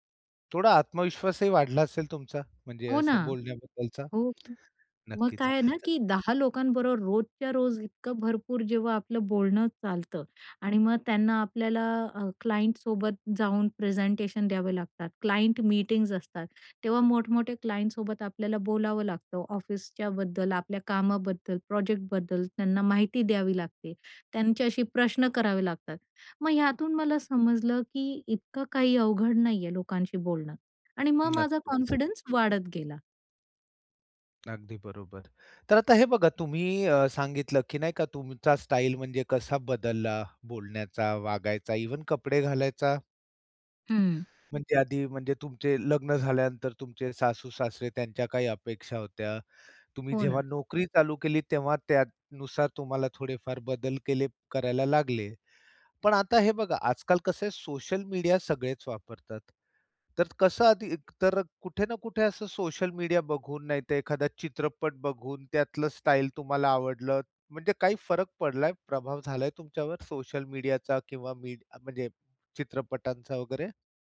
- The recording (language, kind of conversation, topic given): Marathi, podcast, तुझा स्टाइल कसा बदलला आहे, सांगशील का?
- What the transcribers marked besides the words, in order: tapping; in English: "क्लायंटसोबत"; in English: "क्लायंट"; in English: "क्लायंटसोबत"; in English: "कॉन्फिडन्स"; other background noise